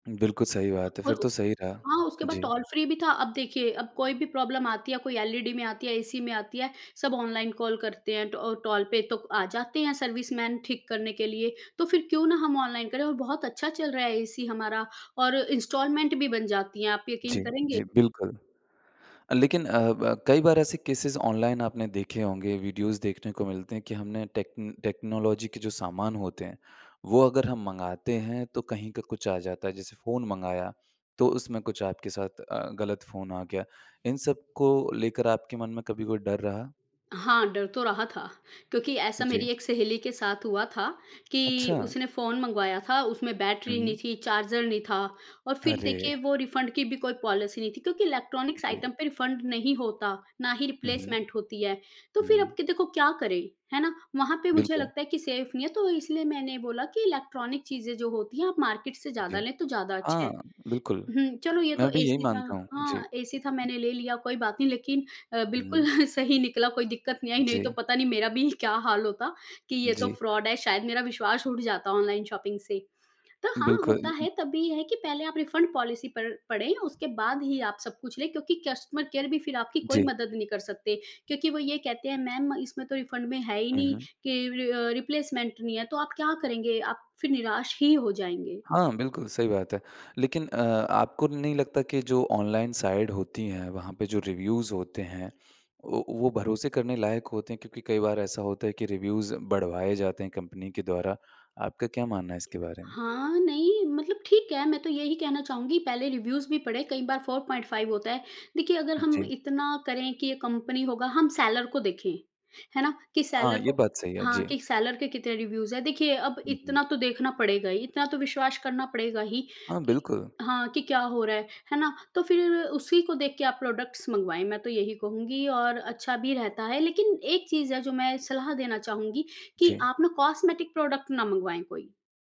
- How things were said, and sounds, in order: in English: "फ्री"; in English: "प्रॉब्लम"; in English: "कॉल"; in English: "सर्विसमैन"; in English: "इंस्टॉलमेंट"; in English: "केसेज़"; in English: "वीडियोज़"; in English: "टेक्न टेक्नोलॉज़ी"; in English: "रिफंड"; in English: "पॉलिसी"; in English: "इलेक्ट्रॉनिक्स आइटम"; in English: "रिफंड"; in English: "रिप्लेसमेंट"; in English: "सेफ"; in English: "इलेक्ट्रॉनिक"; in English: "मार्केट"; chuckle; tapping; in English: "फ्रॉड"; in English: "ऑनलाइन शॉपिंग"; in English: "रिफंड पॉलिसी"; in English: "कस्टमर केयर"; in English: "रिफंड"; in English: "रिप्लेसमेंट"; in English: "साइड"; in English: "रिव्यूज़"; in English: "रिव्यूज़"; in English: "रिव्यूज"; in English: "फ़ोर पॉइंट फाइव"; in English: "सेलर"; in English: "सेलर"; in English: "सेलर"; in English: "रिव्यूज"; in English: "प्रोडक्ट्स मँगवाएँ"; in English: "कॉस्मेटिक प्रोडक्ट"
- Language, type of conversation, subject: Hindi, podcast, ऑनलाइन खरीदारी ने आपकी खरीदारी की आदतें कैसे बदली हैं?